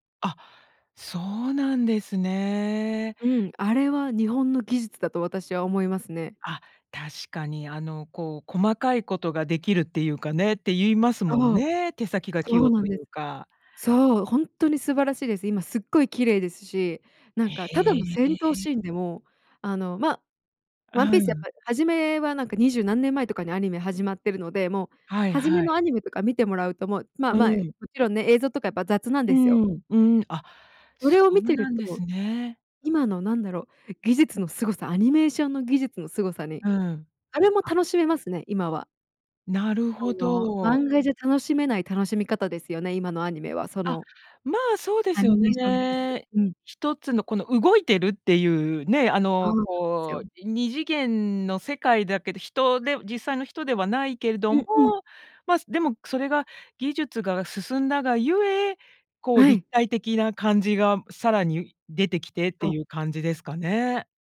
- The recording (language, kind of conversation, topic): Japanese, podcast, あなたの好きなアニメの魅力はどこにありますか？
- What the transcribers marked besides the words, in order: none